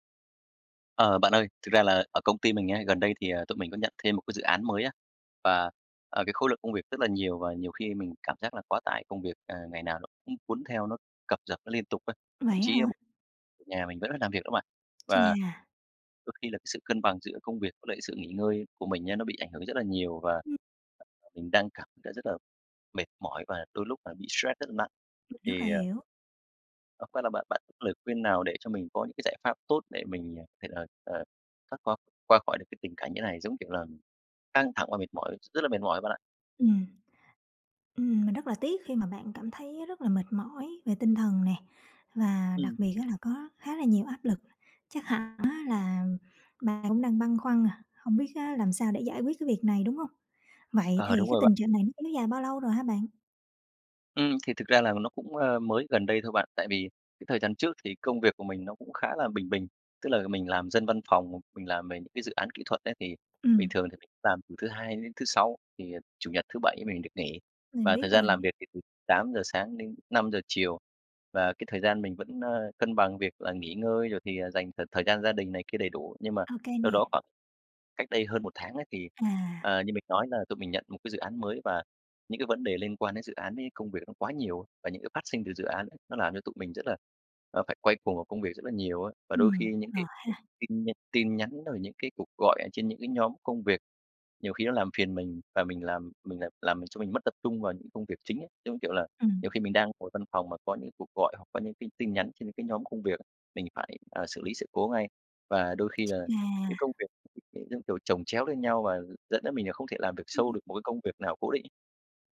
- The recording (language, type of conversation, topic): Vietnamese, advice, Làm sao để vượt qua tình trạng kiệt sức tinh thần khiến tôi khó tập trung làm việc?
- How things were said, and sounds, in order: tapping; unintelligible speech; unintelligible speech; other background noise; unintelligible speech; unintelligible speech